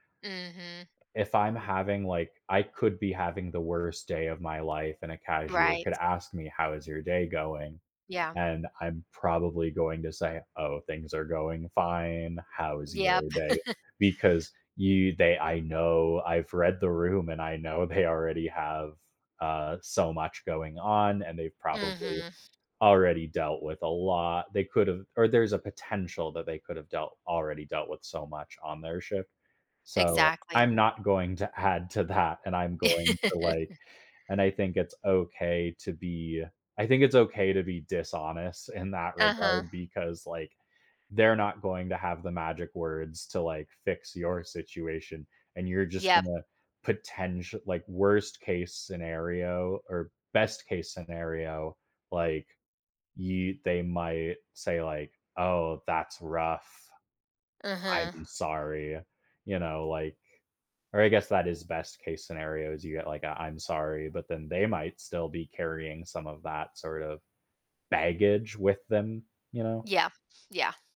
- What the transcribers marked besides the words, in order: tapping; laugh; laughing while speaking: "they"; laugh; other background noise
- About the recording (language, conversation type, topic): English, unstructured, How do honesty and empathy shape our relationships and decisions?
- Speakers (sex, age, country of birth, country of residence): female, 30-34, Russia, United States; male, 30-34, United States, United States